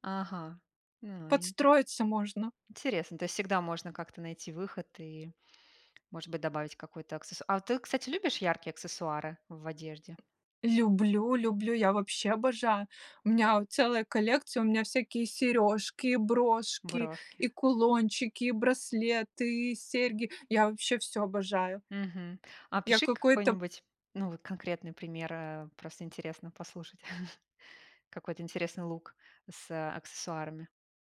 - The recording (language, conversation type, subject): Russian, podcast, Откуда ты черпаешь вдохновение для создания образов?
- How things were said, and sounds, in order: tapping; chuckle